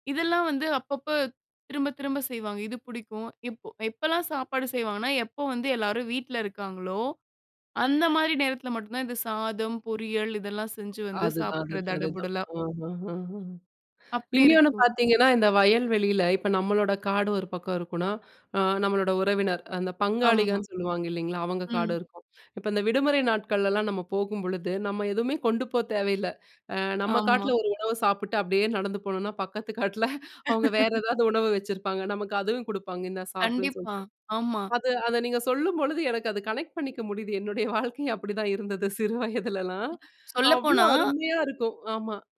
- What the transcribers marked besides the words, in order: laugh; in English: "கனெக்ட்"; laughing while speaking: "என்னுடைய வாழ்க்கையும் அப்பிடிதான் இருந்தது சிறு வயதுலல்லாம்"; other noise
- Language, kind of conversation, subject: Tamil, podcast, ஒரு விவசாய கிராமத்தைப் பார்வையிடும் அனுபவம் பற்றி சொல்லுங்க?